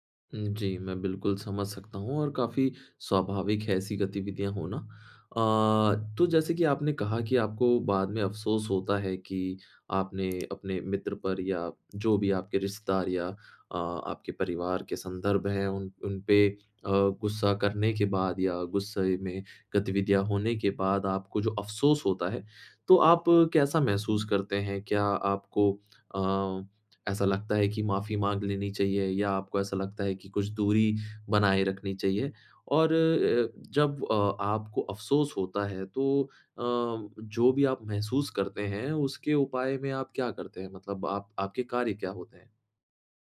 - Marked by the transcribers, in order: tapping
- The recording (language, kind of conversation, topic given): Hindi, advice, जब मुझे अचानक गुस्सा आता है और बाद में अफसोस होता है, तो मैं इससे कैसे निपटूँ?